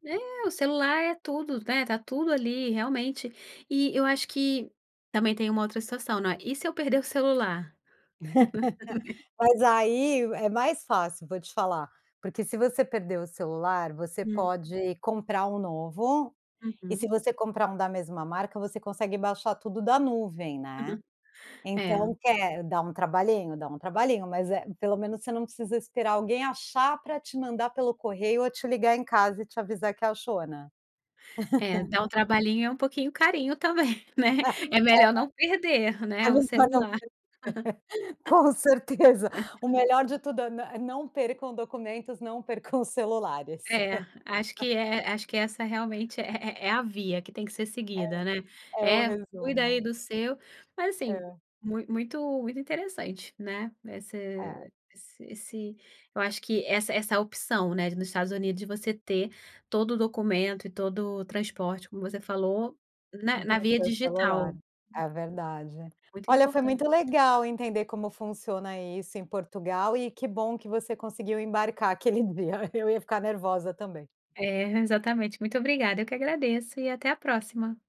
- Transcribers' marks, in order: laugh; laugh; laugh; laugh; laughing while speaking: "É ve Com certeza"; unintelligible speech; laughing while speaking: "também"; laugh; laugh; tapping; laughing while speaking: "aquele dia"
- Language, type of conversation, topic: Portuguese, podcast, Já perdeu o passaporte ou outros documentos durante uma viagem?